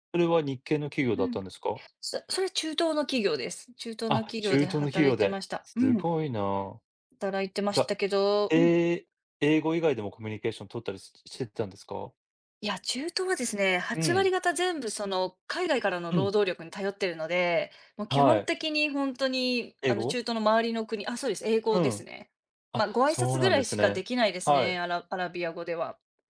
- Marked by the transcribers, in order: tapping
- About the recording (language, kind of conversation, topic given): Japanese, unstructured, 給料がなかなか上がらないことに不満を感じますか？